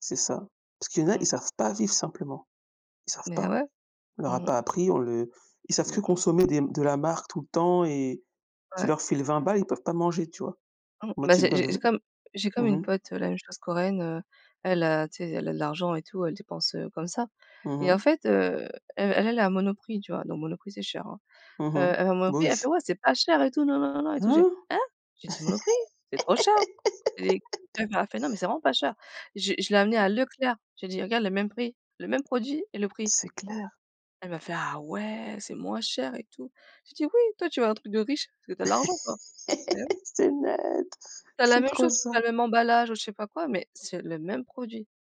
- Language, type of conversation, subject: French, unstructured, Qu’est-ce qui te rend heureux dans ta façon d’épargner ?
- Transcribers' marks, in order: other background noise; chuckle; chuckle